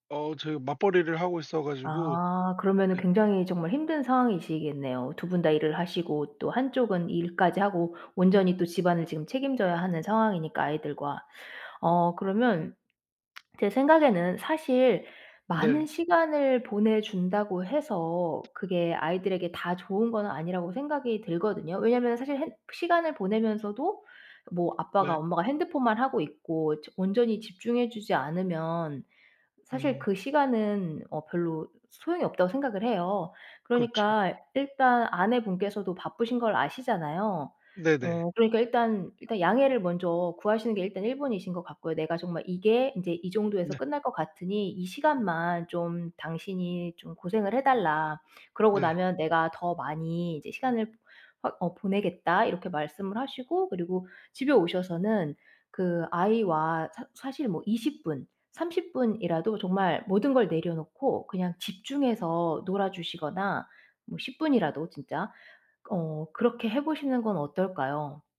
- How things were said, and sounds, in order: other background noise; tapping; lip smack
- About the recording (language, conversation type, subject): Korean, advice, 회사와 가정 사이에서 균형을 맞추기 어렵다고 느끼는 이유는 무엇인가요?